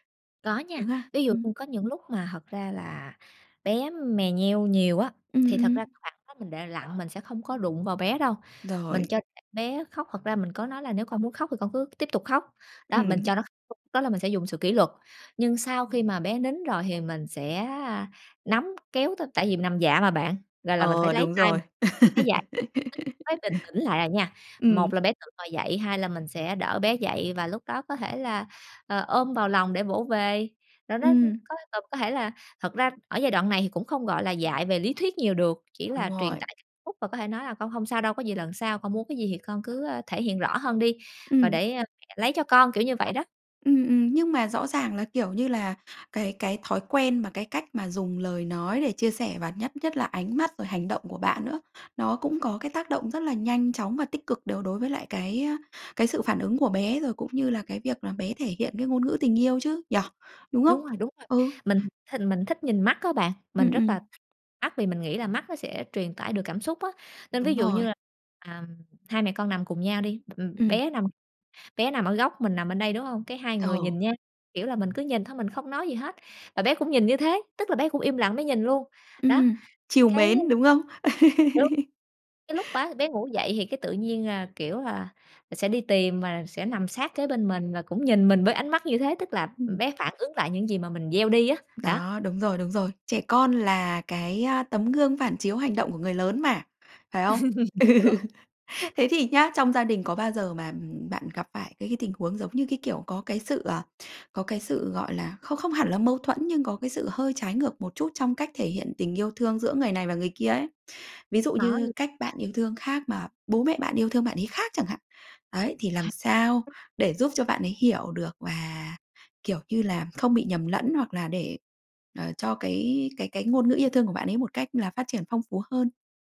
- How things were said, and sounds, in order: other background noise; unintelligible speech; tapping; unintelligible speech; laugh; "à" said as "àm"; laugh; chuckle; unintelligible speech; other noise; chuckle; unintelligible speech
- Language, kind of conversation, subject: Vietnamese, podcast, Làm sao để nhận ra ngôn ngữ yêu thương của con?